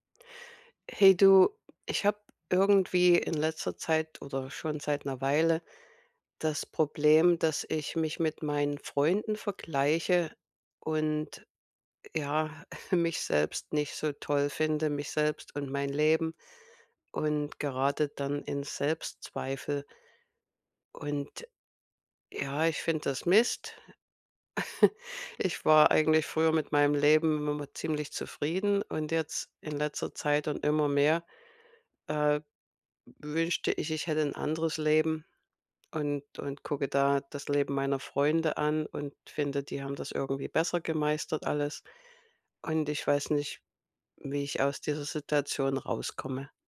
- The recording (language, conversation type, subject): German, advice, Warum fühle ich mich minderwertig, wenn ich mich mit meinen Freund:innen vergleiche?
- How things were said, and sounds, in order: other background noise; chuckle; chuckle; tapping